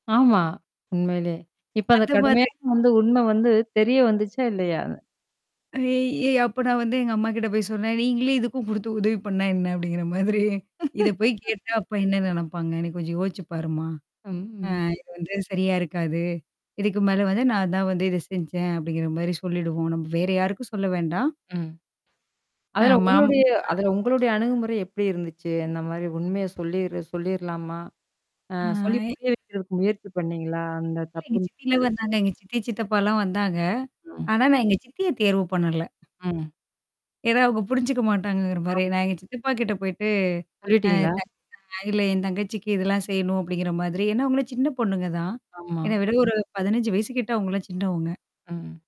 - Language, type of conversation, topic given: Tamil, podcast, உறவுகளில் கடினமான உண்மைகளை சொல்ல வேண்டிய நேரத்தில், இரக்கம் கலந்த அணுகுமுறையுடன் எப்படிப் பேச வேண்டும்?
- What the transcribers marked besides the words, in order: distorted speech; static; laugh; lip trill; drawn out: "ம்"; "மாமா" said as "மாம்"; tapping; drawn out: "ஆ"; mechanical hum